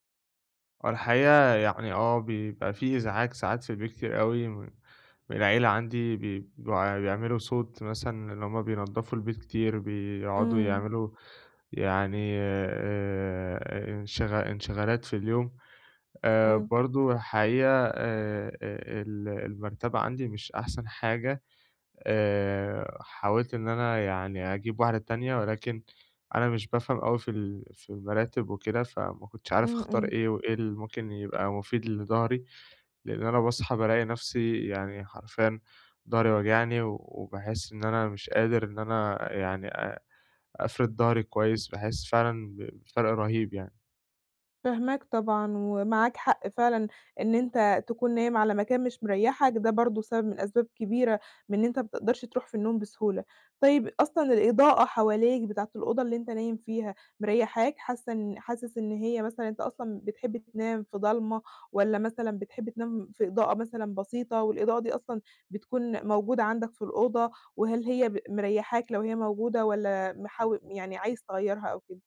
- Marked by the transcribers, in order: none
- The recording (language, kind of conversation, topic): Arabic, advice, إزاي أعمل روتين مسائي يخلّيني أنام بهدوء؟